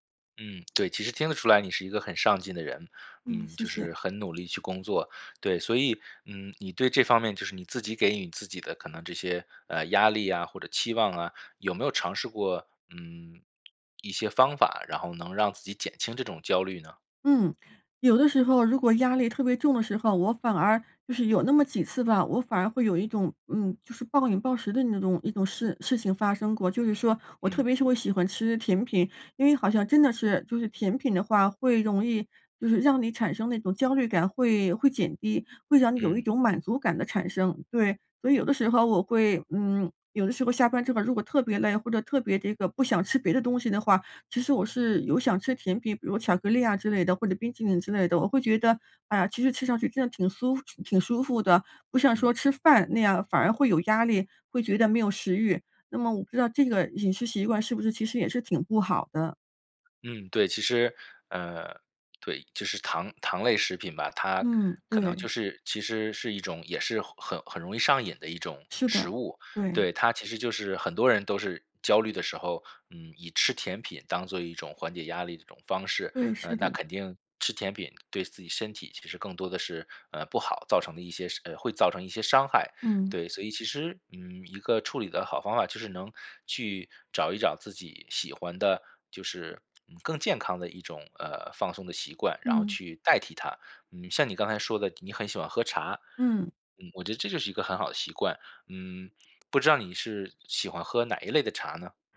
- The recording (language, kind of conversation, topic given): Chinese, advice, 咖啡和饮食让我更焦虑，我该怎么调整才能更好地管理压力？
- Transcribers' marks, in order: tapping; other background noise